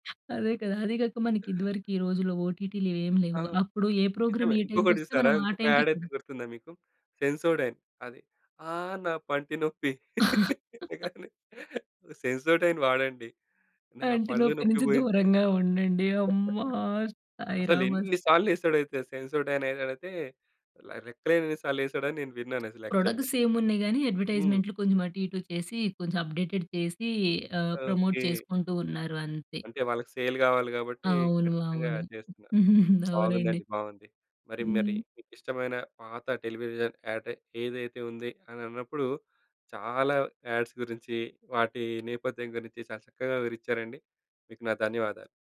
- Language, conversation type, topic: Telugu, podcast, మీకు ఇష్టమైన పాత టెలివిజన్ ప్రకటన ఏదైనా ఉందా?
- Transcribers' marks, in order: other background noise; in English: "ప్రోగ్రామ్"; in English: "యాడ్"; laugh; laughing while speaking: "సెన్సోడైన్ వాడండి. నా పళ్ళు నొప్పి పోయింది"; in English: "యాడ్"; in English: "యాక్చువల్‌గా"; in English: "ప్రొడక్ట్స్ సేమ్"; in English: "అప్డేటెడ్"; in English: "ప్రమోట్"; in English: "సేల్"; chuckle; in English: "టెలివిజన్ యాడ్"; in English: "యాడ్స్"